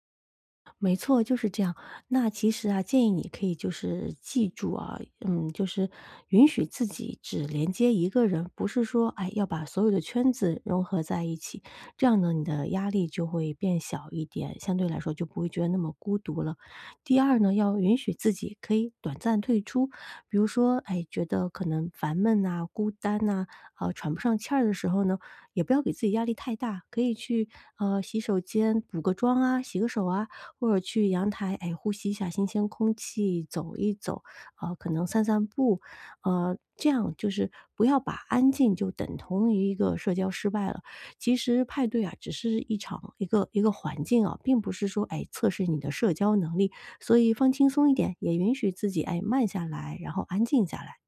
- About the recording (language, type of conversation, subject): Chinese, advice, 在派对上我常常感到孤单，该怎么办？
- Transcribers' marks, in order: tapping